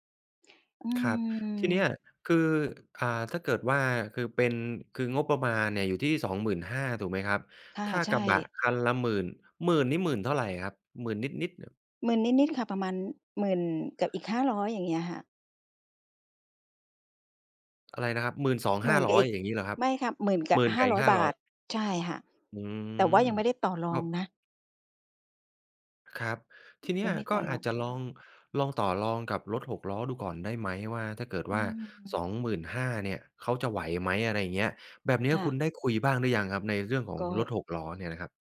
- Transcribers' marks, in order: other background noise
- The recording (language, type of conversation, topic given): Thai, advice, คุณมีปัญหาเรื่องการเงินและการวางงบประมาณในการย้ายบ้านอย่างไรบ้าง?